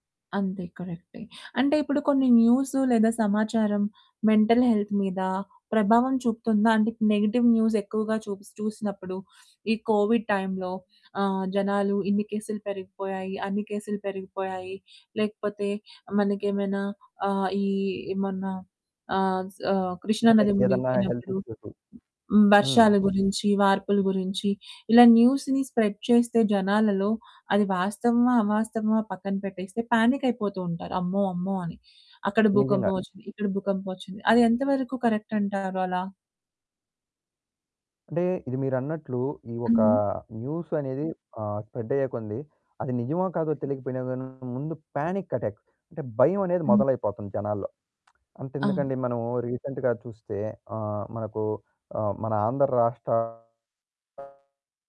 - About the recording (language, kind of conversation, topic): Telugu, podcast, మీకు నిజంగా ఏ సమాచారం అవసరమో మీరు ఎలా నిర్ణయిస్తారు?
- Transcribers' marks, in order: in English: "మెంటల్ హెల్త్"; in English: "నెగెటివ్ న్యూస్"; in English: "కోవిడ్ టైమ్‌లో"; static; in English: "హెల్త్"; in English: "న్యూస్‌ని స్ప్రెడ్"; in English: "పానిక్"; distorted speech; in English: "న్యూస్"; in English: "పానిక్ అటాక్"; lip smack; in English: "రీసెంట్‌గా"